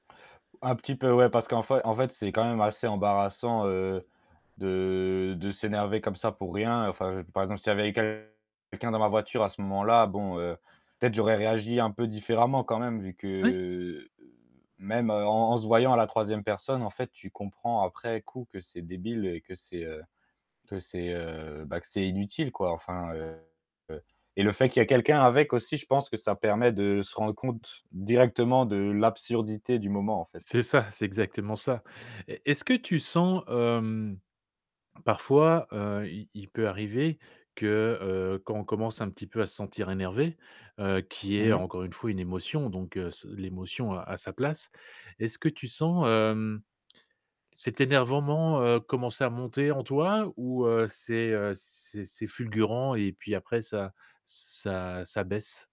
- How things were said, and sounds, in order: tapping; distorted speech; drawn out: "que"; static
- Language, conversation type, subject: French, advice, Pourquoi est-ce que je me mets facilement en colère pour de petites choses ?